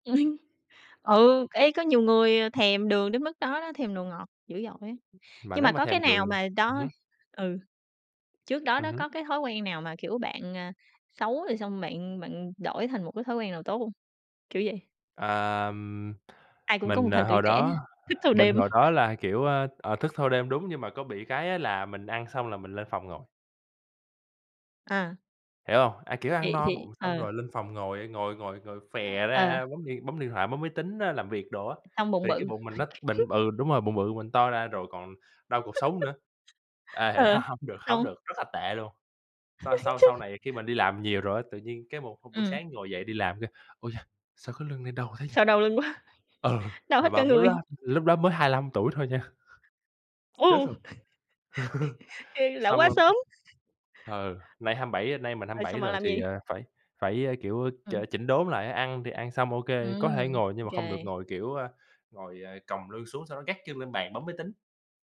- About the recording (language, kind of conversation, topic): Vietnamese, unstructured, Bạn thường làm gì mỗi ngày để giữ sức khỏe?
- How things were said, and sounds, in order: chuckle; tapping; other background noise; chuckle; laugh; laugh; laughing while speaking: "h hổng"; laugh; laughing while speaking: "Chung"; laughing while speaking: "quá"; laughing while speaking: "Ừ"; chuckle; laugh; chuckle